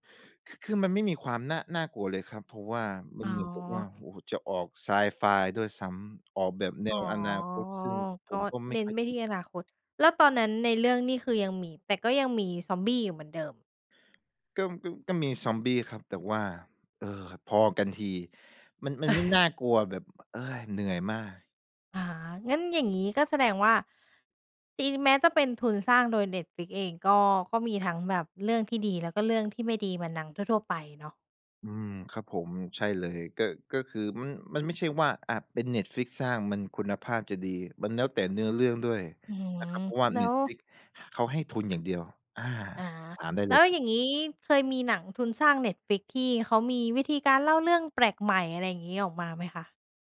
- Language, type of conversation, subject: Thai, podcast, สตรีมมิ่งเปลี่ยนวิธีการเล่าเรื่องและประสบการณ์การดูภาพยนตร์อย่างไร?
- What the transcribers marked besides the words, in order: chuckle